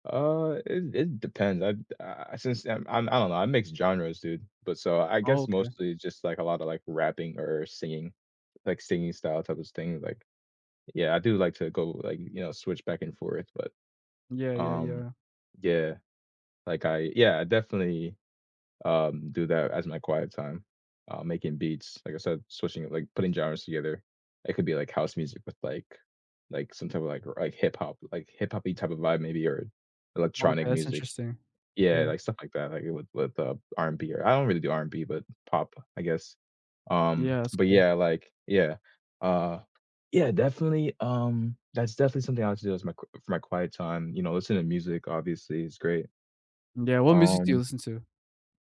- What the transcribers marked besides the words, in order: tapping
- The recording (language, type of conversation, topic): English, unstructured, What simple rituals help you reset and feel like yourself after a long week?